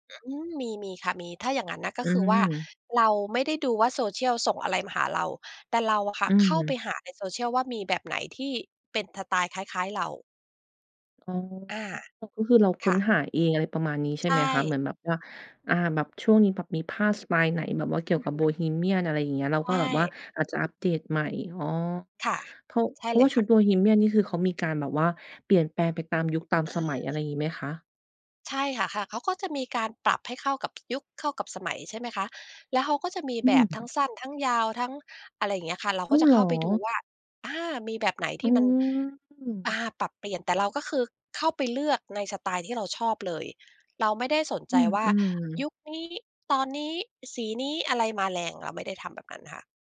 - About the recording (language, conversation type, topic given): Thai, podcast, สื่อสังคมออนไลน์มีผลต่อการแต่งตัวของคุณอย่างไร?
- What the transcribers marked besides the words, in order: tapping; other background noise; "สไตล์" said as "สปาย"